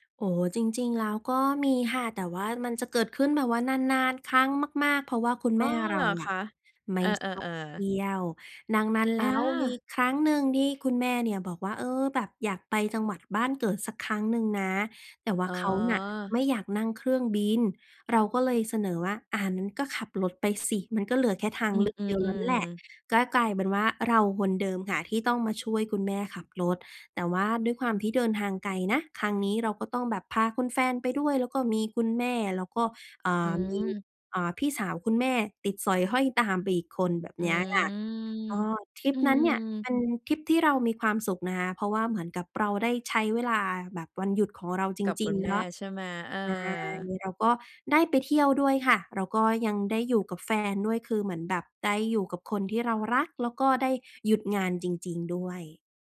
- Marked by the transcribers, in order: stressed: "นาน ๆ ครั้งมาก ๆ"; drawn out: "อืม"
- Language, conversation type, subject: Thai, podcast, จะจัดสมดุลงานกับครอบครัวอย่างไรให้ลงตัว?
- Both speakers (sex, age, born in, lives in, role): female, 25-29, Thailand, Thailand, guest; female, 40-44, Thailand, Thailand, host